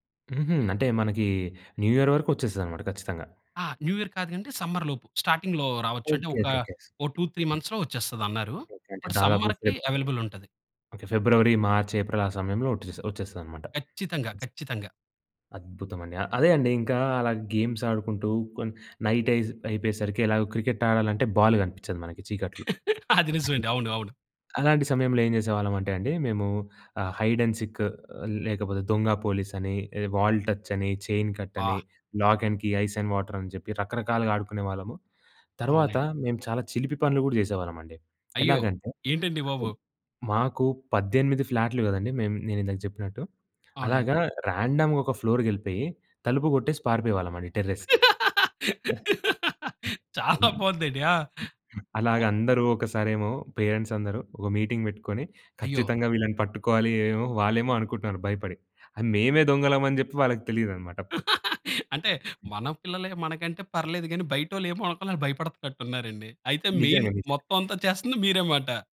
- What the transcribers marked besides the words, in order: in English: "న్యూ ఇయర్"; in English: "న్యూ ఇయర్"; in English: "సమ్మర్"; in English: "స్టార్టింగ్‌లో"; in English: "టూ త్రీ మంత్స్‌లో"; in English: "బట్, సమ్మర్‌కి అవైలబుల్"; in English: "ఫెబ్"; other background noise; in English: "గేమ్స్"; laughing while speaking: "అది నిజమే అండి. అవును, అవును"; other noise; in English: "హైడ్ అండ్ సీక్"; in English: "వాల్ టచ్"; in English: "చైన్ కట్"; in English: "లాక్ అండ్ కీ, ఐస్ అండ్ వాటర్"; in English: "ర్యాండమ్‌గా"; in English: "ఫ్లోర్‌కి"; laughing while speaking: "చాలా బాగుంది అండి. ఆహ్, ఒ"; in English: "టెర్రస్‌కి"; unintelligible speech; in English: "పేరెంట్స్"; in English: "మీటింగ్"; laughing while speaking: "అంటే, మన పిల్లలే మనకంటే పర్లేదు … అంతా చేస్తుంది మీరేమాట!"; in English: "మెయిన్"
- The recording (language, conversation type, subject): Telugu, podcast, మీ బాల్యంలో మీకు అత్యంత సంతోషాన్ని ఇచ్చిన జ్ఞాపకం ఏది?